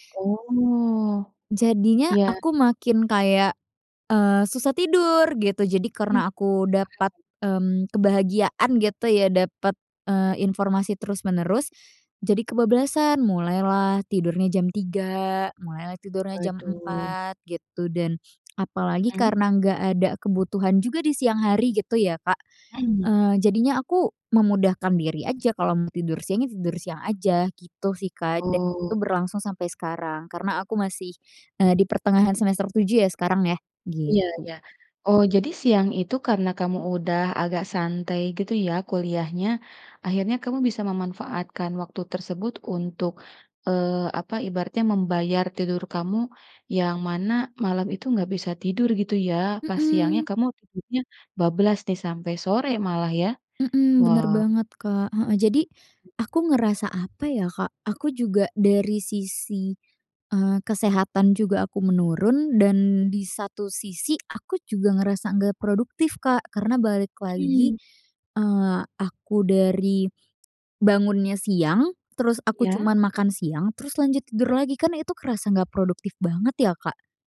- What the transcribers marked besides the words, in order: other background noise
- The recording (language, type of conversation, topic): Indonesian, advice, Apakah tidur siang yang terlalu lama membuat Anda sulit tidur pada malam hari?